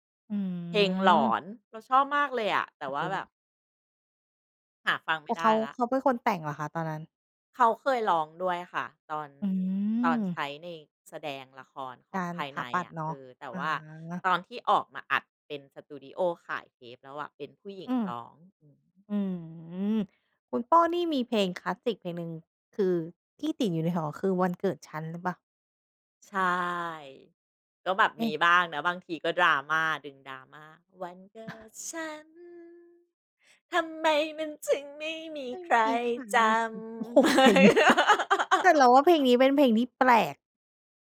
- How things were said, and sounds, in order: drawn out: "อืม"; unintelligible speech; drawn out: "อือ"; chuckle; singing: "วันเกิดฉัน ทำไมมันถึงไม่มีใครจำ ?"; singing: "ไม่มีใคร"; laughing while speaking: "เพลงนี้"; chuckle; laugh
- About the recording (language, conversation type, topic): Thai, podcast, มีเพลงไหนที่พอฟังแล้วพาคุณย้อนกลับไปวัยเด็กได้ไหม?